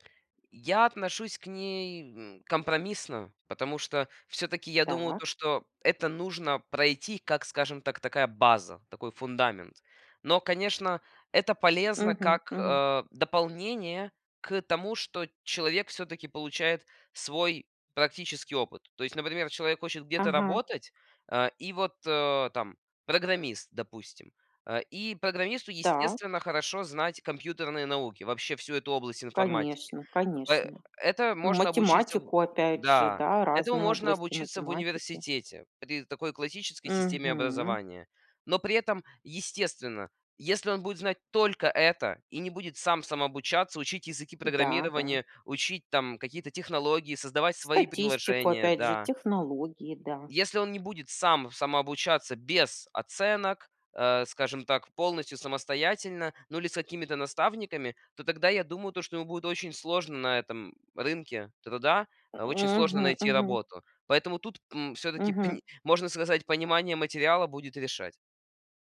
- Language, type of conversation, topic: Russian, podcast, Что для тебя важнее — оценки или понимание материала?
- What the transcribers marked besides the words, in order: tapping; grunt; other background noise; grunt